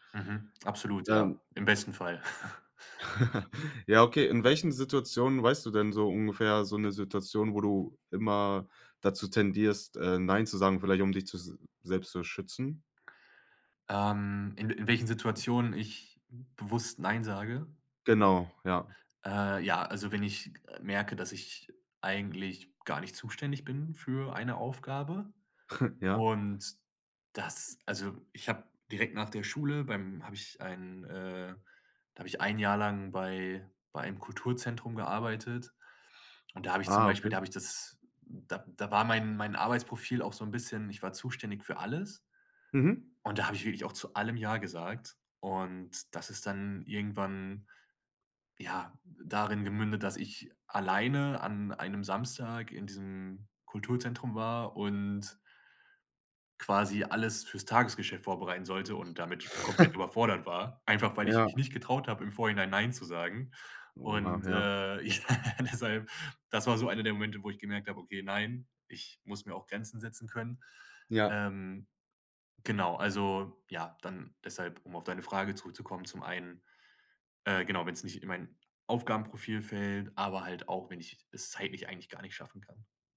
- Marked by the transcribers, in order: chuckle; other background noise; chuckle; chuckle; laughing while speaking: "ja, deshalb"
- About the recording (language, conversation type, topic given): German, podcast, Wann sagst du bewusst nein, und warum?